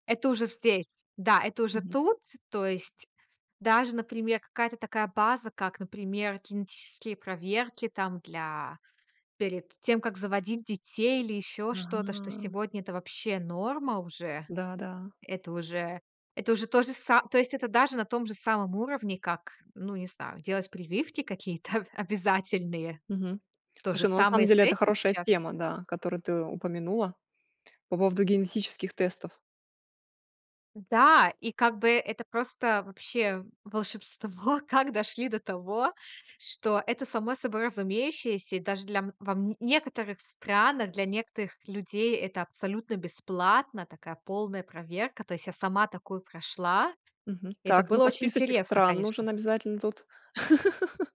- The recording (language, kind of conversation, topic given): Russian, podcast, Как технологии изменят нашу повседневную жизнь через десять лет?
- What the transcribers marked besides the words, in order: laughing while speaking: "какие-то"; laughing while speaking: "волшебство"; tapping; laugh